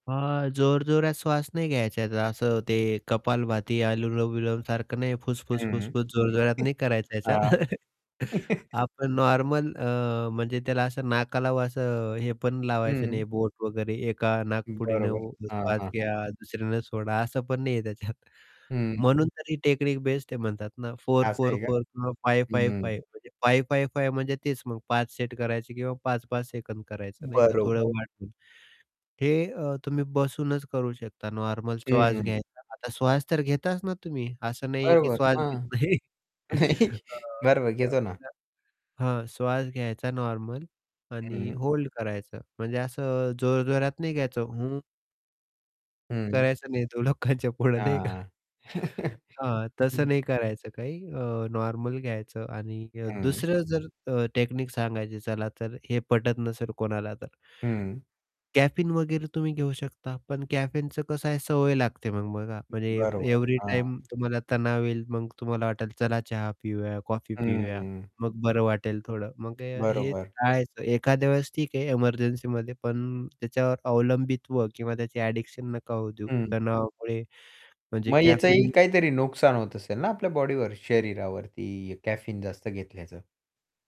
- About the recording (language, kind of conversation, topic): Marathi, podcast, दिवसात तणाव कमी करण्यासाठी तुमची छोटी युक्ती काय आहे?
- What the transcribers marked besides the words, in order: distorted speech; chuckle; static; laughing while speaking: "त्याच्यात"; laughing while speaking: "नाही"; chuckle; unintelligible speech; laughing while speaking: "लोकांच्यापुढे नाही का?"; chuckle; other background noise; in English: "ॲडिक्शन"; unintelligible speech